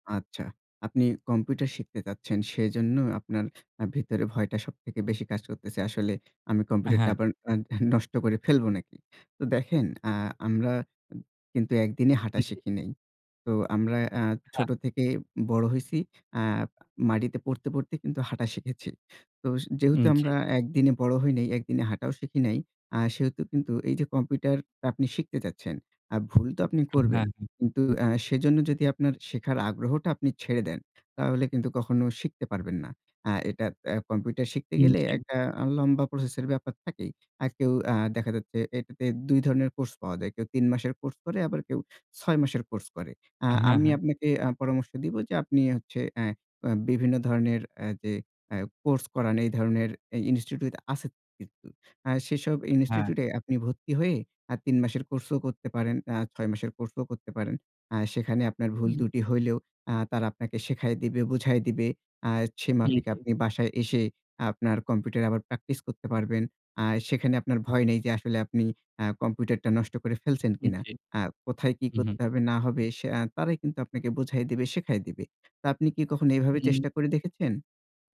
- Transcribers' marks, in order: laughing while speaking: "নষ্ট"
- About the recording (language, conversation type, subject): Bengali, advice, ভয় ও সন্দেহ কাটিয়ে কীভাবে আমি আমার আগ্রহগুলো অনুসরণ করতে পারি?